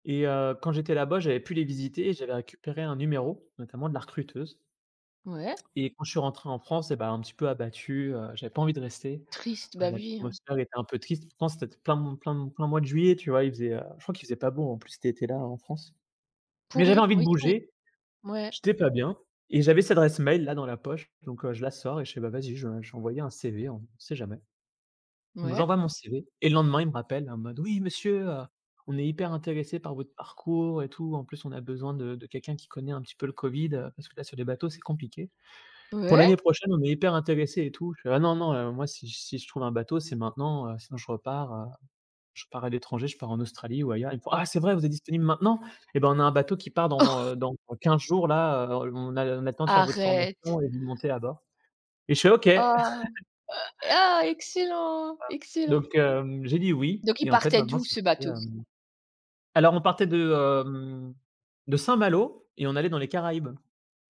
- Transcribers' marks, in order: unintelligible speech; stressed: "Ouais"; chuckle; other noise; stressed: "OK"; joyful: "Ah ! Excellent, excellent"; chuckle; unintelligible speech
- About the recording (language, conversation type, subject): French, podcast, Pouvez-vous décrire une occasion où le fait de manquer quelque chose vous a finalement été bénéfique ?